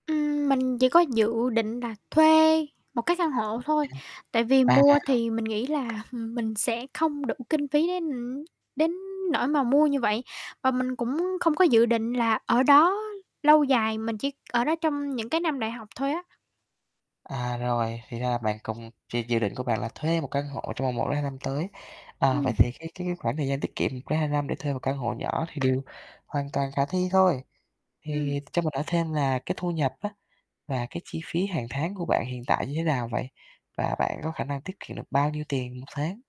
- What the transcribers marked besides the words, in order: other background noise; static; distorted speech; chuckle; tapping
- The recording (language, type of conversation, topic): Vietnamese, advice, Tôi muốn tiết kiệm để mua nhà hoặc căn hộ nhưng không biết nên bắt đầu từ đâu?